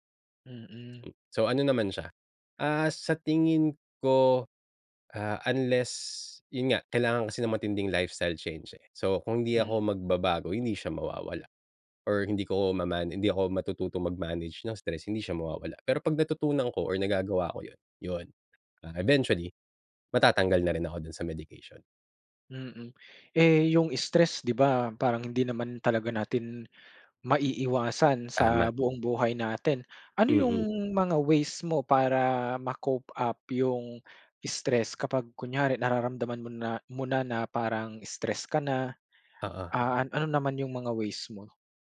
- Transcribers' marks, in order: in English: "lifestyle change"; in English: "ma-cope up"
- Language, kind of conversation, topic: Filipino, podcast, Anong simpleng gawi ang talagang nagbago ng buhay mo?